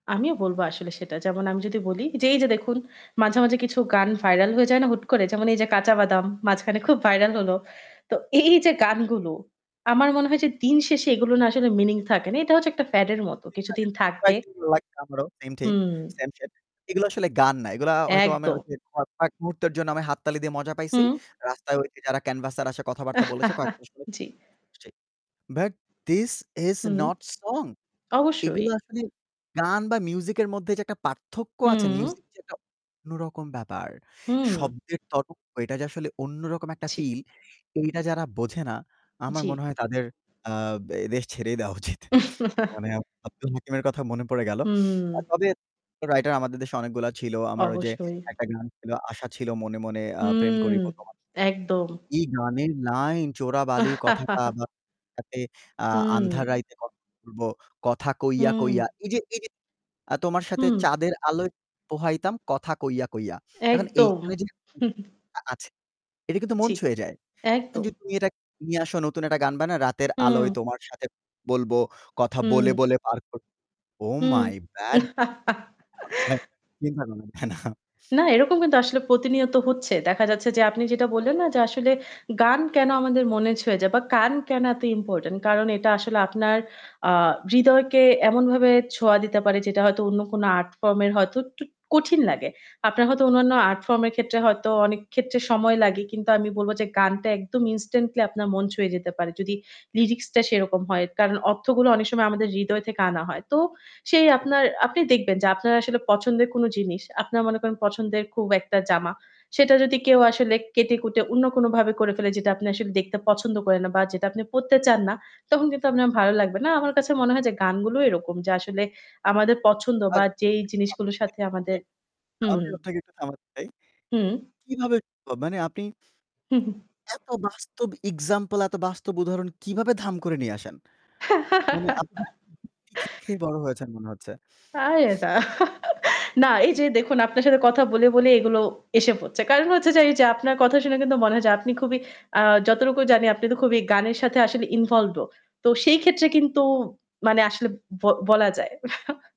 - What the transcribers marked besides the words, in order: static; other background noise; unintelligible speech; chuckle; unintelligible speech; in English: "বাট দিস ইজ নট সং"; distorted speech; chuckle; laughing while speaking: "ছেড়েই দেওয়া উচিত"; chuckle; chuckle; unintelligible speech; unintelligible speech; put-on voice: "ওহ মাই ব্যাড"; laugh; laughing while speaking: "চিন্তা কর না না"; in English: "আর্ট ফর্ম"; "একটু" said as "উটটূট"; in English: "আর্ট ফর্ম"; breath; unintelligible speech; laugh; unintelligible speech; laughing while speaking: "আরে না"; other noise; chuckle
- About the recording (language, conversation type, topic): Bengali, unstructured, আপনার প্রিয় গানের কথা বদলে গেলে তা আপনাকে কেন বিরক্ত করে?